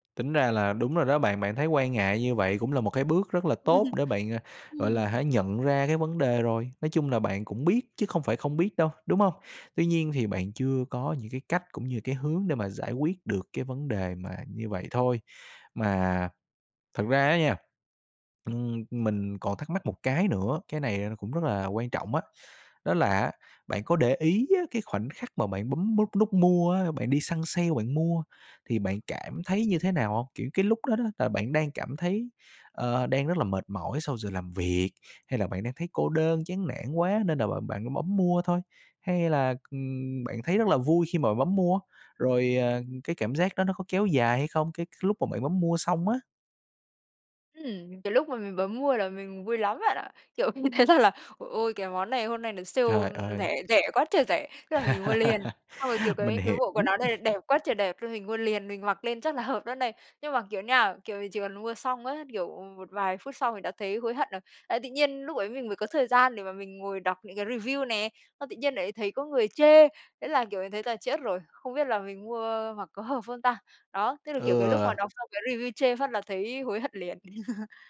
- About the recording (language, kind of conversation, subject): Vietnamese, advice, Vì sao bạn cảm thấy tội lỗi sau khi mua sắm bốc đồng?
- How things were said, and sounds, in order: laugh; other background noise; tapping; laughing while speaking: "mình thấy rằng là"; laugh; other noise; in English: "review"; in English: "review"; laugh